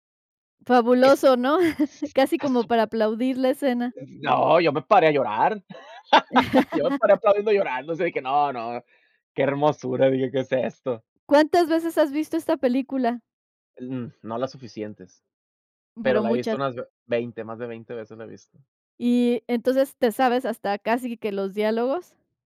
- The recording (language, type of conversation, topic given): Spanish, podcast, ¿Cuál es una película que te marcó y qué la hace especial?
- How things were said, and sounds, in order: chuckle; laugh